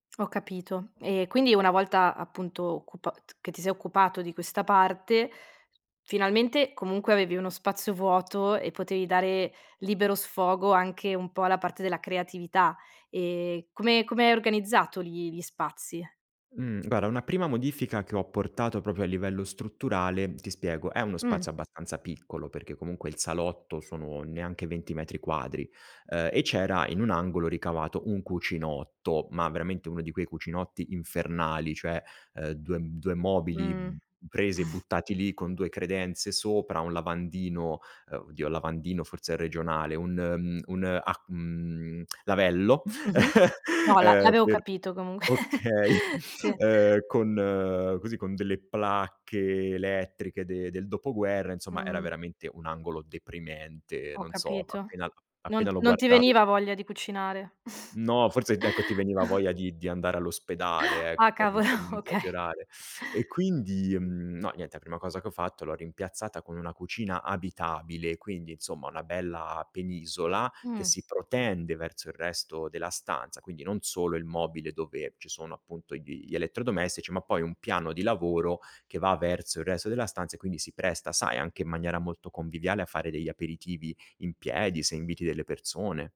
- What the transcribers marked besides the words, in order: "guarda" said as "guara"; chuckle; chuckle; laughing while speaking: "okay"; giggle; chuckle; laughing while speaking: "cavolo, okay"; "resto" said as "resso"
- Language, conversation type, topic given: Italian, podcast, Come posso gestire al meglio lo spazio in una casa piccola: hai qualche trucco?